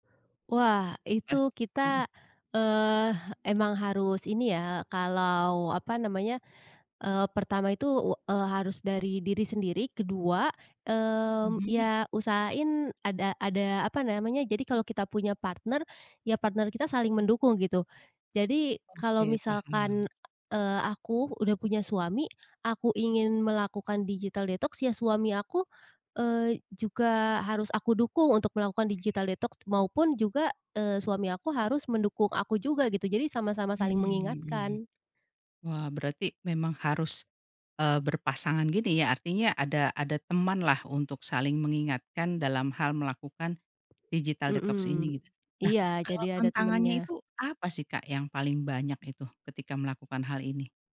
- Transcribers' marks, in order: tapping; other background noise
- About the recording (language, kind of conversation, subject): Indonesian, podcast, Apa rutinitas puasa gawai yang pernah kamu coba?